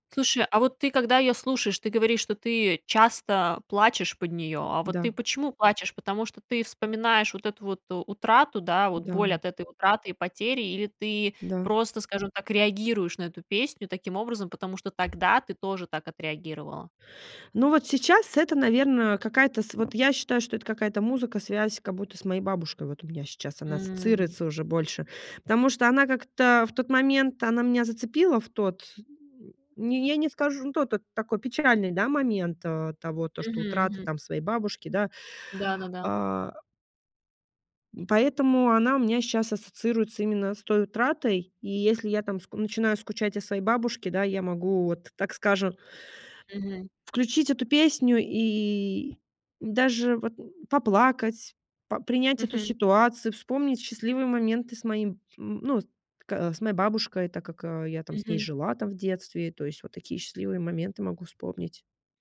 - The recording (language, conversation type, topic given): Russian, podcast, Какая песня заставляет тебя плакать и почему?
- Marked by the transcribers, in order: none